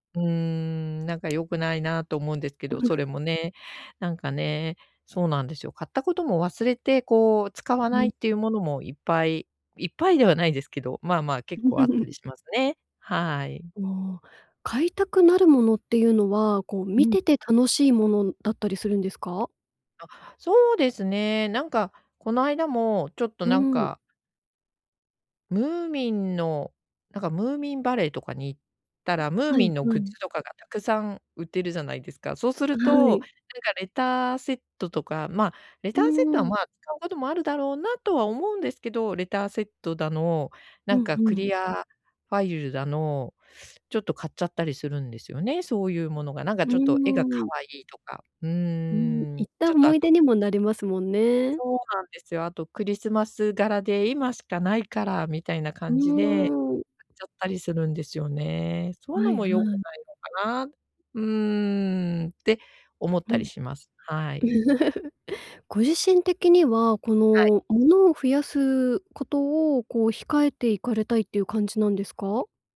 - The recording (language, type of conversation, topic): Japanese, advice, 家事や整理整頓を習慣にできない
- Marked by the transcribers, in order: other background noise; giggle; giggle; other noise; laugh